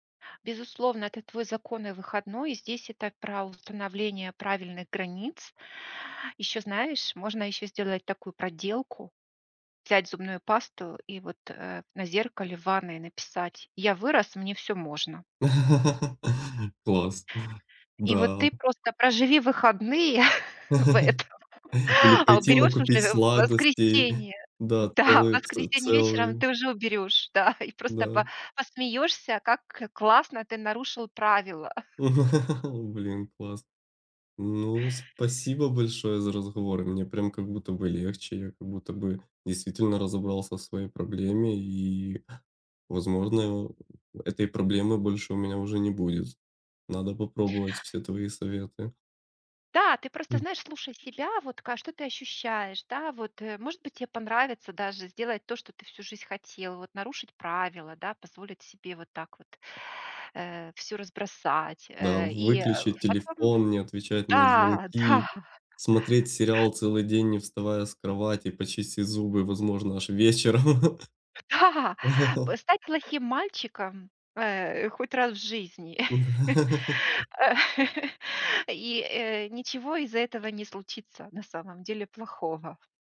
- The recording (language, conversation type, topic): Russian, advice, Как планировать свободное время, чтобы дома действительно отдыхать и расслабляться?
- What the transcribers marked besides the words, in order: laugh; chuckle; tapping; other background noise; laugh; laughing while speaking: "в этом"; laugh; laughing while speaking: "Да"; laughing while speaking: "Да"; chuckle; laugh; laughing while speaking: "Да, да"; chuckle; laughing while speaking: "Да!"; laughing while speaking: "вечером"; laugh; laugh